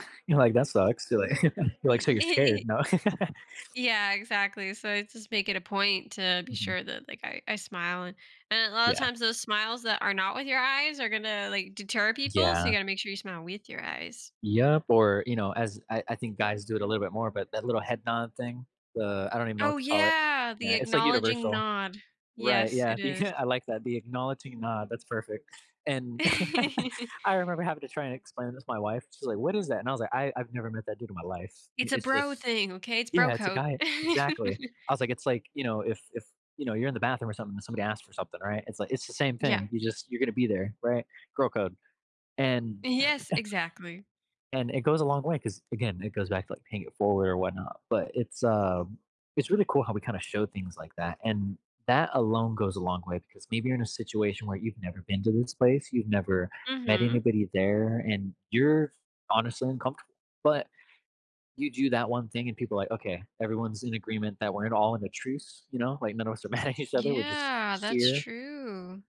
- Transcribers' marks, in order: laugh; teeth sucking; laughing while speaking: "becau"; laugh; laugh; laughing while speaking: "Yes"; laugh; other background noise; laughing while speaking: "mad at each other"; drawn out: "true"
- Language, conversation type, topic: English, unstructured, How can practicing gratitude shape your outlook and relationships?